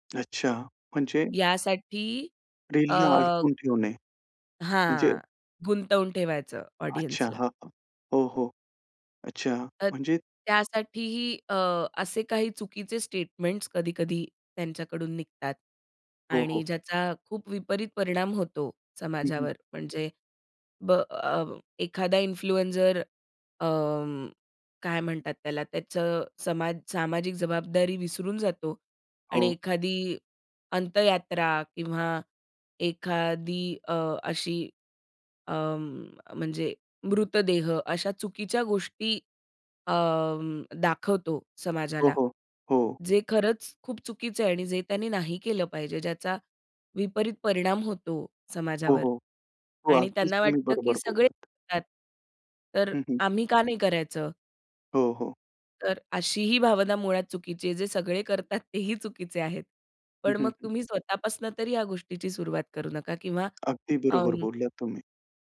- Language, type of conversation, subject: Marathi, podcast, सोशल माध्यमांवरील प्रभावशाली व्यक्तींची खरी जबाबदारी काय असावी?
- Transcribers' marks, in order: in English: "डेली"; in English: "ऑडियन्सला"; in English: "स्टेटमेंट्स"; in English: "इन्फ्लुएन्जर"; "इन्फ्लुएन्सर" said as "इन्फ्लुएन्जर"; chuckle